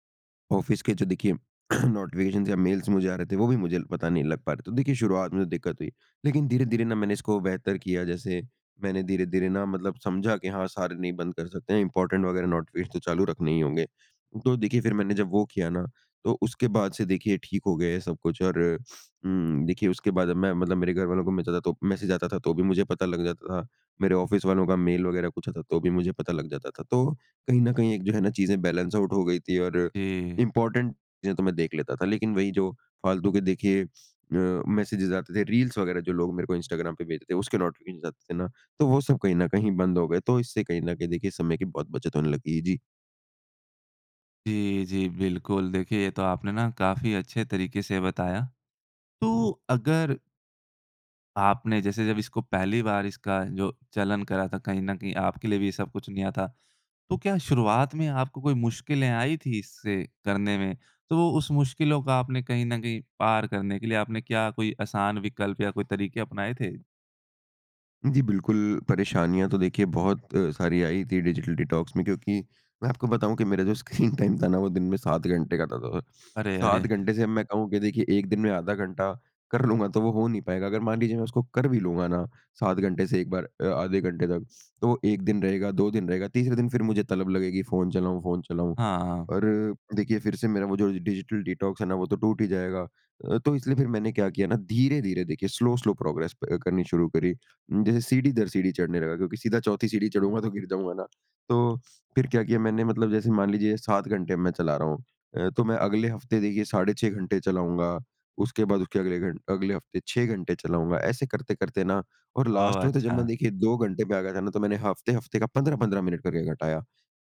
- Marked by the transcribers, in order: in English: "ऑफ़िस"; throat clearing; in English: "नोटिफ़िकेशंस"; in English: "मेल्स"; in English: "इम्पोर्टेंट"; in English: "नोटिफ़िकेशन"; sniff; in English: "मैसेज"; in English: "ऑफ़िस"; in English: "बैलेंस आउट"; in English: "इम्पोर्टेंट"; in English: "मैसेजेस"; in English: "रील्स"; in English: "नोटिफ़िकेशन"; in English: "डिजिटल डिटॉक्स"; laughing while speaking: "स्क्रीन टाइम था ना"; in English: "टाइम"; in English: "डिजिटल डिटॉक्स"; in English: "लास्ट"
- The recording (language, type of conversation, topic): Hindi, podcast, डिजिटल डिटॉक्स करने का आपका तरीका क्या है?